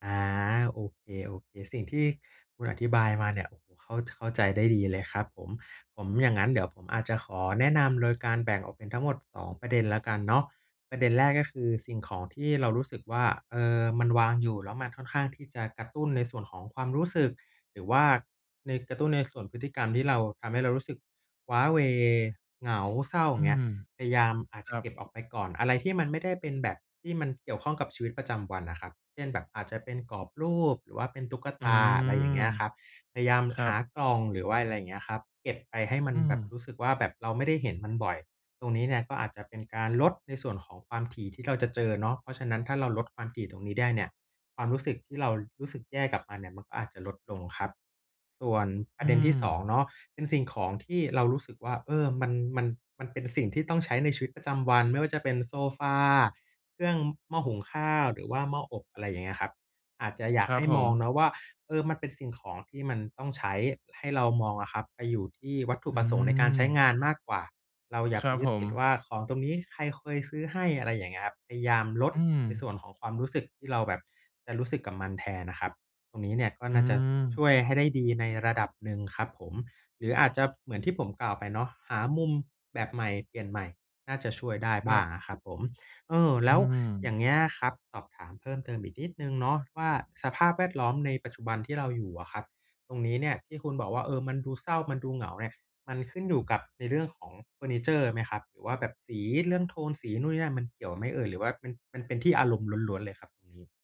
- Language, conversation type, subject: Thai, advice, ฉันควรจัดสภาพแวดล้อมรอบตัวอย่างไรเพื่อเลิกพฤติกรรมที่ไม่ดี?
- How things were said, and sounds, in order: none